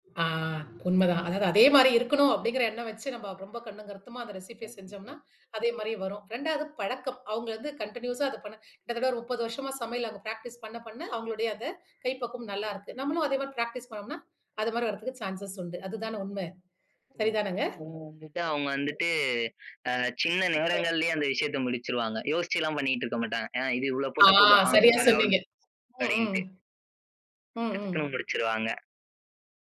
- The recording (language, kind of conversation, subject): Tamil, podcast, பாட்டியின் சமையல் குறிப்பு ஒன்றை பாரம்பரியச் செல்வமாகக் காப்பாற்றி வைத்திருக்கிறீர்களா?
- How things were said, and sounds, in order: in English: "ரெசிபிய"; in English: "கண்டினீயூஸா"; in English: "ப்ராக்டிஸ்"; in English: "ப்ராக்டிஸ்"; in English: "சான்சஸ்"; other noise; drawn out: "ஆ"